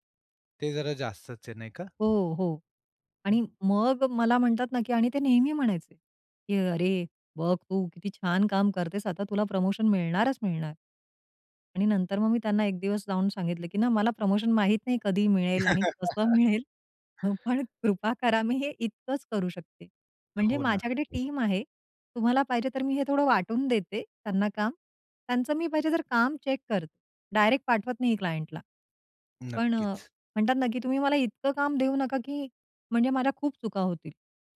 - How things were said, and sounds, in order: other noise; laugh; laughing while speaking: "कसं मिळेल, पण"; in English: "टीम"; in English: "चेक"; in English: "क्लायंटला"; tapping
- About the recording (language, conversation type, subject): Marathi, podcast, नकार म्हणताना तुम्हाला कसं वाटतं आणि तुम्ही तो कसा देता?